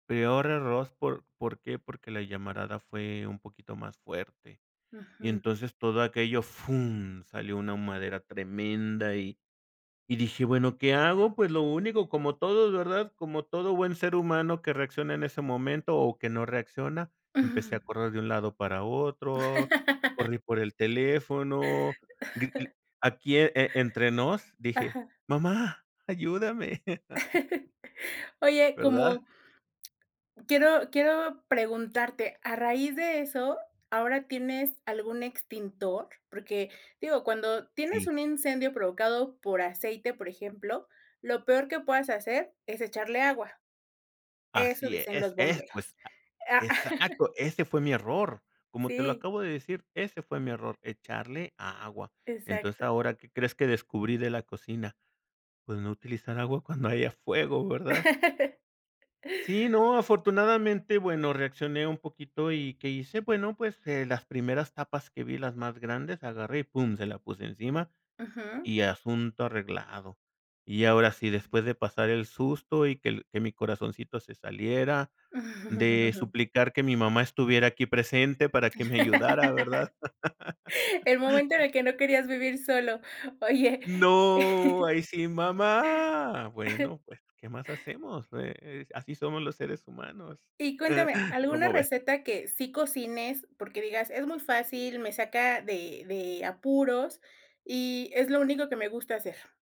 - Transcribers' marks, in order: "humareda" said as "humadera"; laugh; chuckle; chuckle; tapping; chuckle; chuckle; chuckle; laugh; laugh; put-on voice: "mamá"; chuckle; giggle
- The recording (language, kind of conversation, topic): Spanish, podcast, ¿Qué es lo que más te engancha de cocinar en casa?